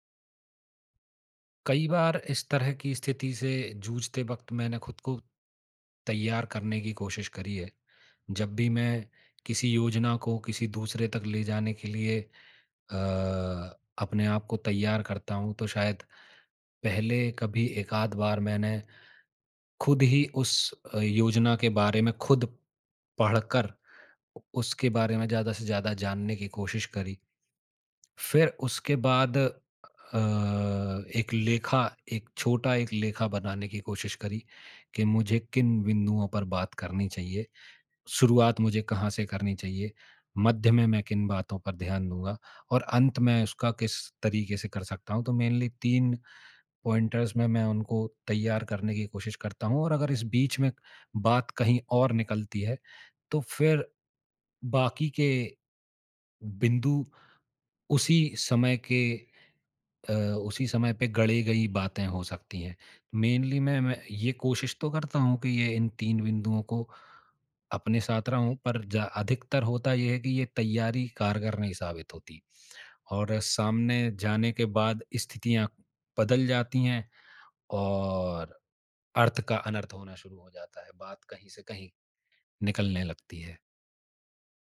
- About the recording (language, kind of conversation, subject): Hindi, advice, मैं अपने साथी को रचनात्मक प्रतिक्रिया सहज और मददगार तरीके से कैसे दे सकता/सकती हूँ?
- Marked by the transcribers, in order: in English: "मेनली"; in English: "पॉइंटर्स"; in English: "मेनली"